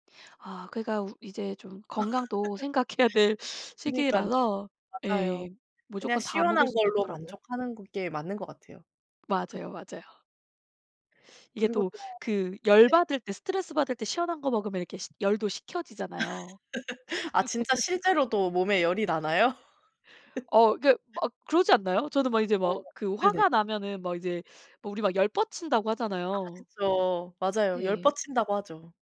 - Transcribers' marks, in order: laugh; tapping; laughing while speaking: "생각해야"; other background noise; laugh
- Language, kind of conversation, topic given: Korean, unstructured, 스트레스를 받을 때 어떻게 대처하시나요?